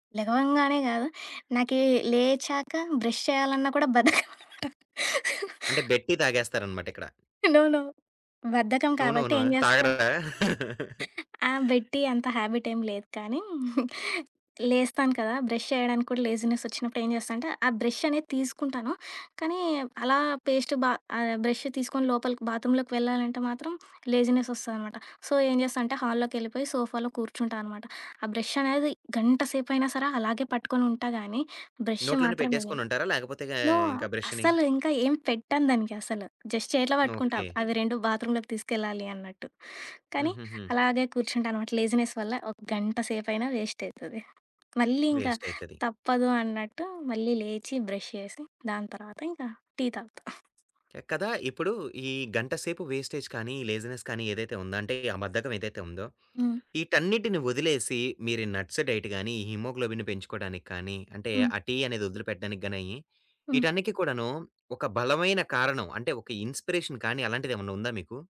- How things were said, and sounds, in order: laughing while speaking: "బద్ధకమనమాట"; tapping; in English: "బె‌డ్"; other background noise; laughing while speaking: "నో! నో!"; in English: "నో! నో!"; in English: "నో! నో! నో!"; chuckle; in English: "బెడ్"; giggle; in English: "పేస్ట్"; in English: "బాత్రూమ్‌లోకి"; in English: "సో"; in English: "సోఫాలో"; in English: "నో!"; in English: "జస్ట్"; in English: "లేజీనెస్"; in English: "వేస్టేజ్"; in English: "లేజినెస్"; in English: "నట్స్ డైట్"; in English: "హిమోగ్లోబిన్‌ని"; in English: "ఇన్‌స్పిరేషన్"
- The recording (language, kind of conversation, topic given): Telugu, podcast, ఉదయం లేవగానే మీరు చేసే పనులు ఏమిటి, మీ చిన్న అలవాట్లు ఏవి?